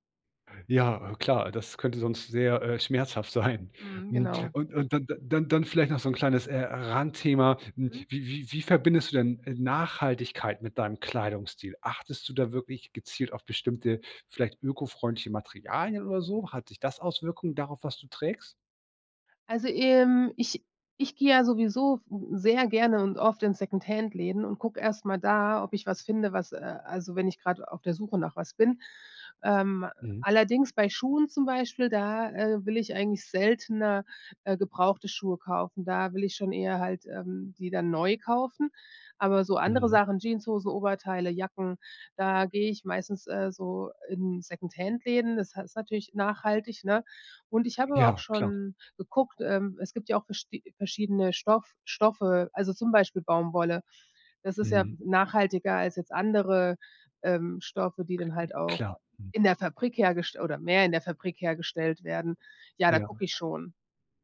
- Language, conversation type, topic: German, podcast, Wie hat sich dein Kleidungsstil über die Jahre verändert?
- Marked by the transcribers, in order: laughing while speaking: "sein"; other noise